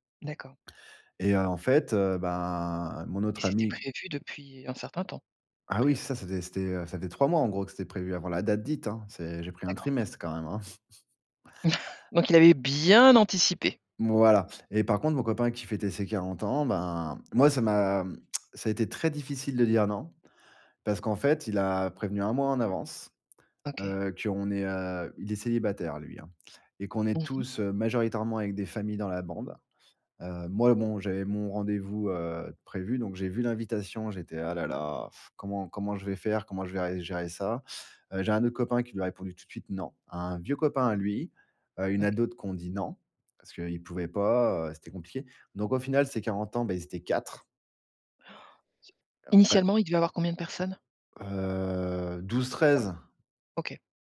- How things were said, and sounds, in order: stressed: "dite"; chuckle; stressed: "bien"; stressed: "moi"; tongue click; other background noise
- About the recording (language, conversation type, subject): French, podcast, Comment dire non à un ami sans le blesser ?